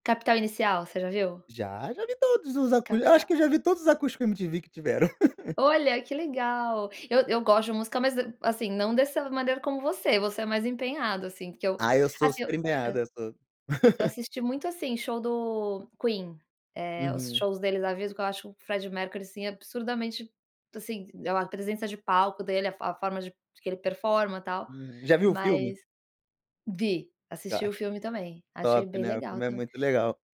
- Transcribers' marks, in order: laugh; tapping; laugh
- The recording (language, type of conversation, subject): Portuguese, podcast, Qual é a sua banda ou artista favorito e por quê?